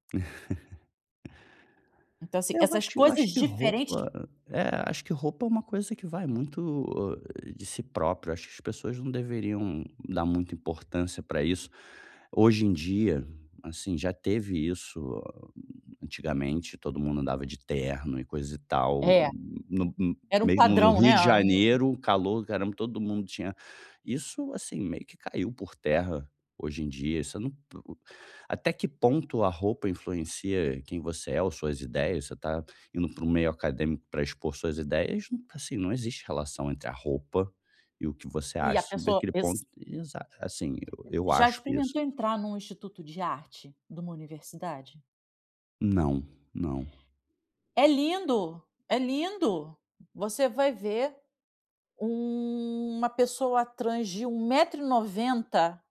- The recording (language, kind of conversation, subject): Portuguese, advice, Como posso escolher meu estilo sem me sentir pressionado pelas expectativas sociais?
- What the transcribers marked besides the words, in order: chuckle; tapping; other noise; drawn out: "uma"